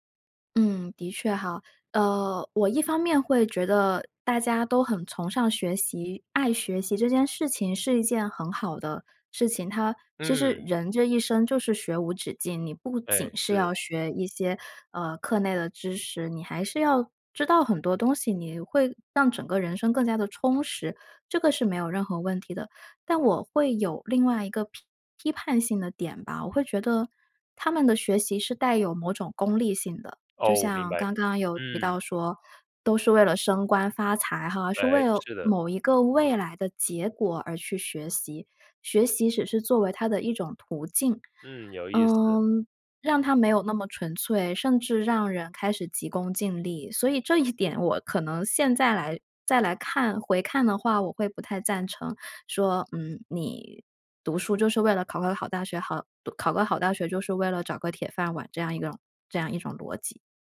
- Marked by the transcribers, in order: other background noise; tapping; laughing while speaking: "这一"
- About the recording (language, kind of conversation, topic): Chinese, podcast, 说说你家里对孩子成才的期待是怎样的？